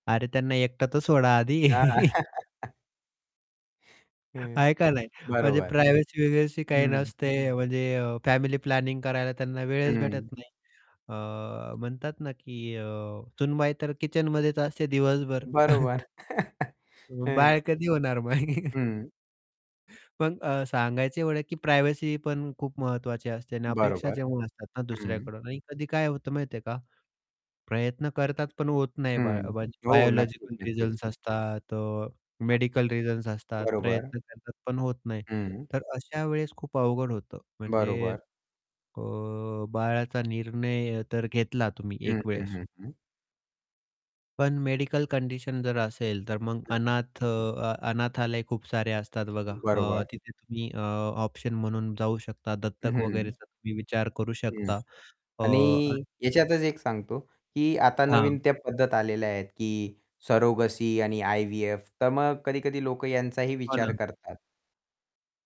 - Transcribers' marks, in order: chuckle; static; in English: "प्रायव्हसी"; unintelligible speech; in English: "प्लॅनिंग"; distorted speech; tapping; chuckle; laughing while speaking: "मग?"; chuckle; in English: "प्रायव्हसी"; unintelligible speech; other background noise; unintelligible speech
- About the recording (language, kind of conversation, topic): Marathi, podcast, तुमच्या मते बाळ होण्याचा निर्णय कसा आणि कधी घ्यायला हवा?